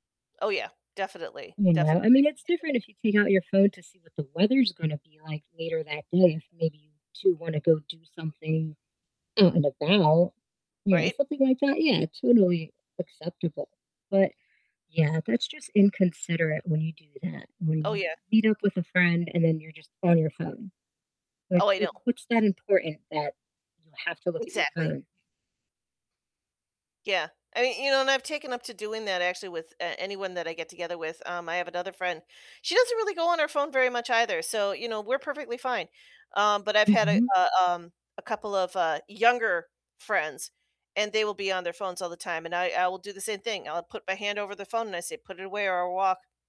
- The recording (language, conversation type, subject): English, unstructured, How annoying is it when someone talks loudly on the phone in public?
- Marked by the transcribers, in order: distorted speech; tapping